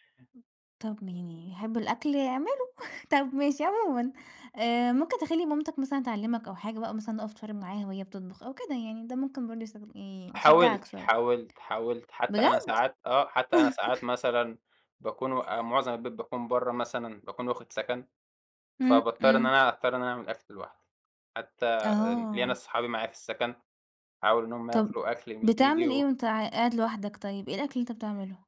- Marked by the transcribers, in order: tapping; chuckle; laugh
- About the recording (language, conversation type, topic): Arabic, podcast, إيه أكتر أكلة بتحبّها وليه بتحبّها؟